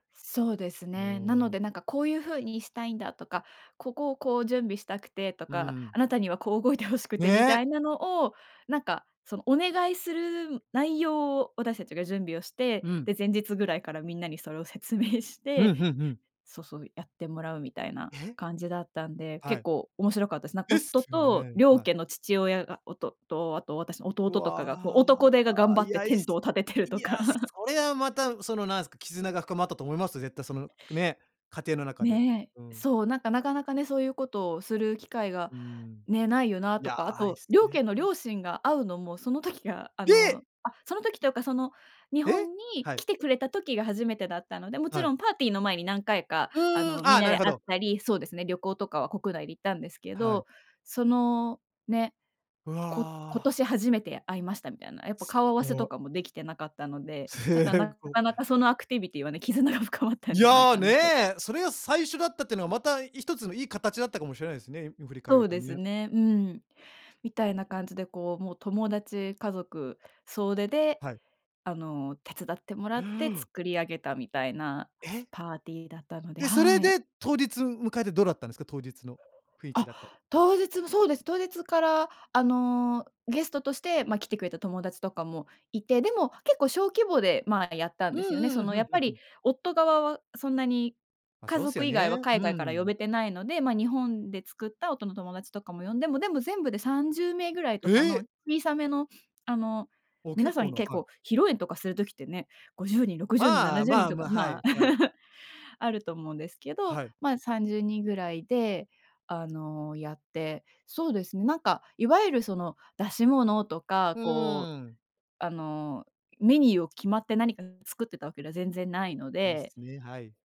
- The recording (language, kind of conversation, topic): Japanese, podcast, 家族との思い出で一番心に残っていることは？
- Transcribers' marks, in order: laughing while speaking: "いて欲しくて"; laughing while speaking: "説明して"; laughing while speaking: "ててるとか"; chuckle; surprised: "え！"; other background noise; laughing while speaking: "すっご"; laughing while speaking: "絆が深まったんじゃない"; chuckle